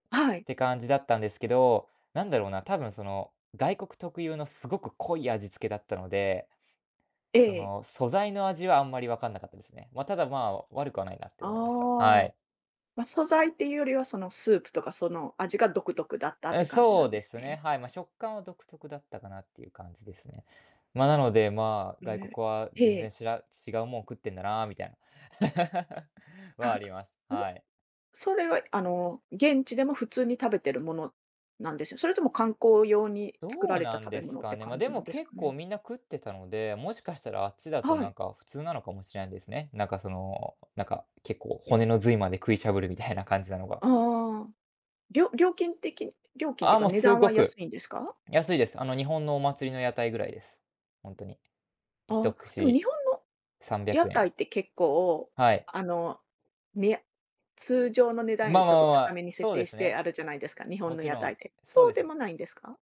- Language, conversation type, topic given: Japanese, podcast, 市場や屋台で体験した文化について教えてもらえますか？
- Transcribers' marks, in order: laugh